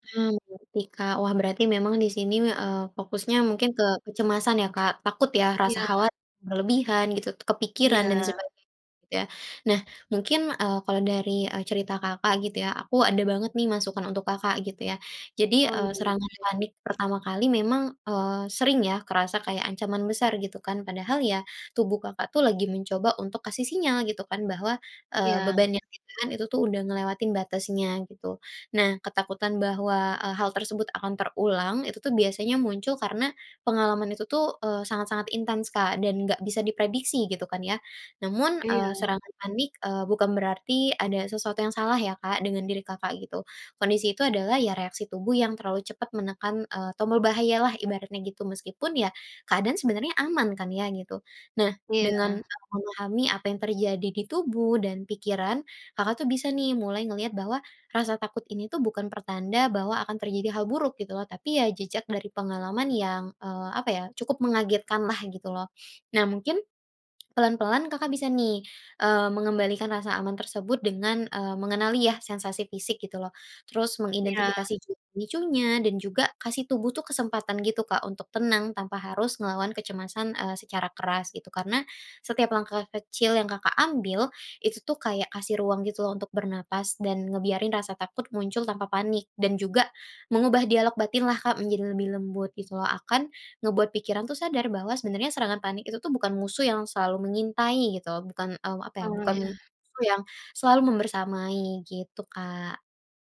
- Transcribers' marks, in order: sniff; tongue click
- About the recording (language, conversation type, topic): Indonesian, advice, Bagaimana pengalaman serangan panik pertama Anda dan apa yang membuat Anda takut mengalaminya lagi?